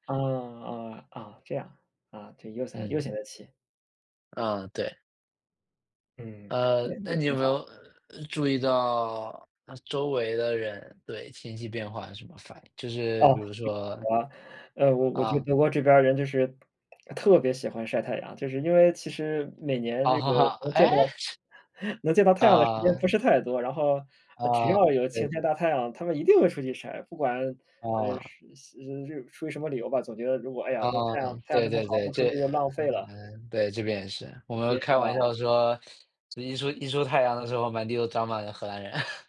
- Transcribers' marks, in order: "悠闲" said as "悠散"; unintelligible speech; other background noise; chuckle; laughing while speaking: "能见到太阳"; laugh; scoff; joyful: "一定会出去晒"; chuckle
- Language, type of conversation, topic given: Chinese, unstructured, 你怎么看最近的天气变化？